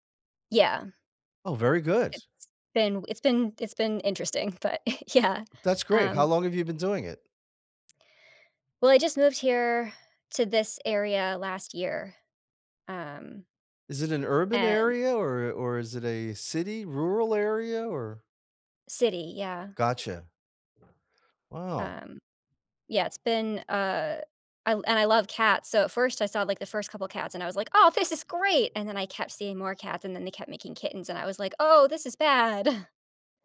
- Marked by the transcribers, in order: laughing while speaking: "yeah"; door; laughing while speaking: "bad"
- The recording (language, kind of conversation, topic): English, unstructured, What changes would improve your local community the most?